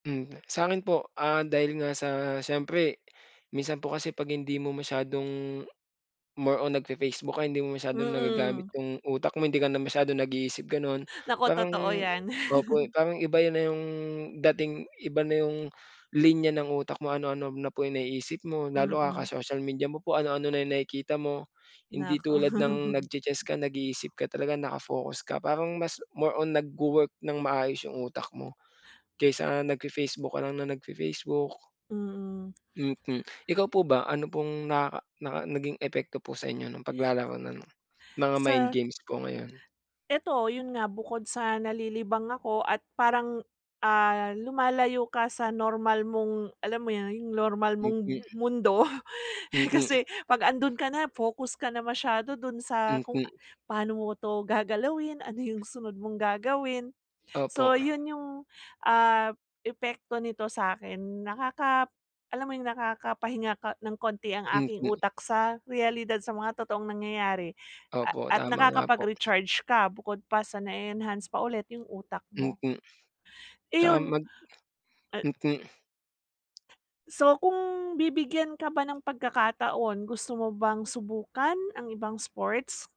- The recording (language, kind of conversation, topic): Filipino, unstructured, Anong isport ang pinaka-nasisiyahan kang laruin, at bakit?
- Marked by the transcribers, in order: other background noise; tapping; chuckle; chuckle; other noise